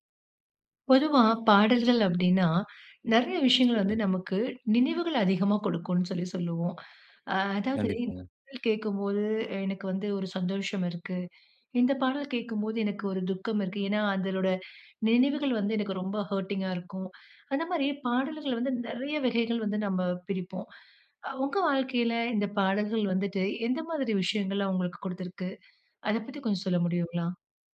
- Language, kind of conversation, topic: Tamil, podcast, உங்கள் சுயத்தைச் சொல்லும் பாடல் எது?
- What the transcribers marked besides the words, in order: inhale; in English: "ஹர்டிங்கா"; inhale; unintelligible speech